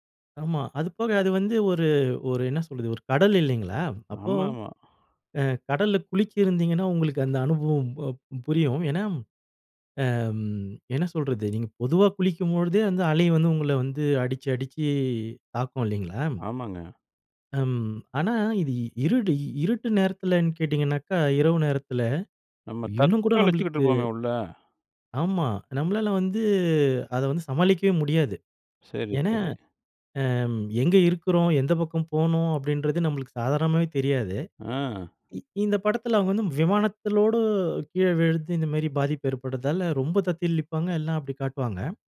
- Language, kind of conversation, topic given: Tamil, podcast, ஒரு திரைப்படம் உங்களின் கவனத்தை ஈர்த்ததற்கு காரணம் என்ன?
- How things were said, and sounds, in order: exhale; drawn out: "அடிச்சி"; other background noise; drawn out: "தத்தளிச்சிட்டு"; drawn out: "வந்து"; "விமானத்தோடு" said as "விமானத்லதோடு"; "ஏற்படுவதால" said as "ஏற்படுதால்ல"